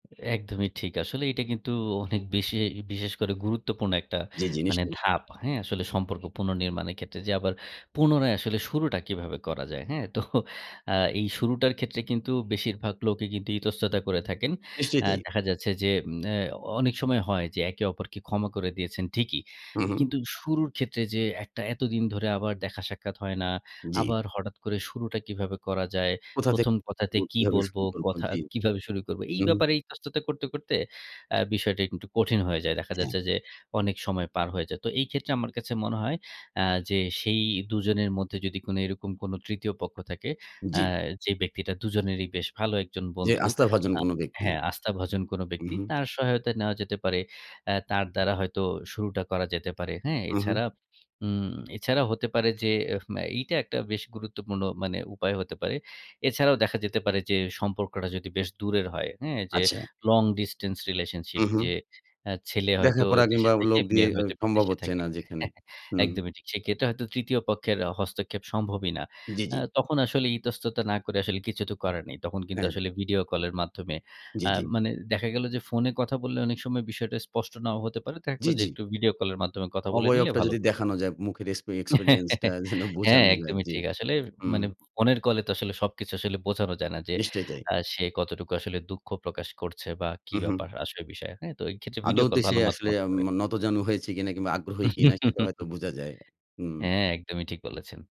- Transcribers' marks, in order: laughing while speaking: "তো"; in English: "long distance relationship"; laugh; laugh
- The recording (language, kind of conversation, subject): Bengali, podcast, একটি ভাঙা সম্পর্ক কীভাবে পুনর্নির্মাণ শুরু করবেন?